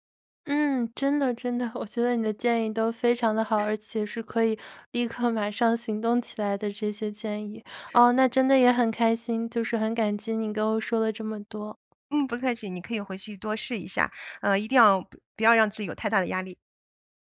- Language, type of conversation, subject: Chinese, advice, 你想开始锻炼却总是拖延、找借口，该怎么办？
- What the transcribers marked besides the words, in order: laughing while speaking: "我"; laugh